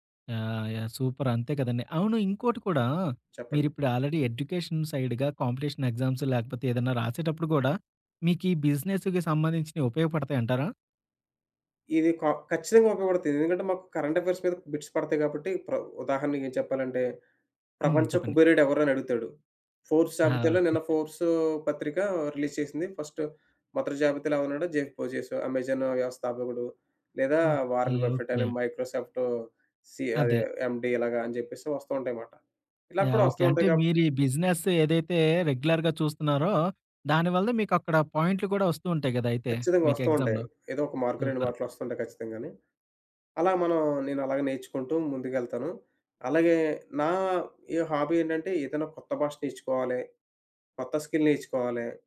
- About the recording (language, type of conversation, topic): Telugu, podcast, స్వయంగా నేర్చుకోవడానికి మీ రోజువారీ అలవాటు ఏమిటి?
- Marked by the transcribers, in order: in English: "సూపర్"; in English: "ఆల్‌రడీ ఎడ్యుకేషన్ సైడ్‌గా కాంపిటీషన్ ఎగ్జామ్స్"; in English: "బిజినెస్‌కి"; in English: "కరెంట్ ఎఫేర్స్"; in English: "బిట్స్"; in English: "ఫోర్స్"; giggle; in English: "ఫోర్స్"; in English: "రిలీజ్"; in English: "ఫస్ట్"; in English: "అమెజాన్"; in English: "మైక్రోసాఫ్ట్"; in English: "ఎండీ"; in English: "బిజినెస్"; in English: "రెగ్యులర్‌గా"; in English: "ఎగ్జామ్‌లో? సూపర్"; in English: "మార్క్"; in English: "హాబీ"; in English: "స్కిల్"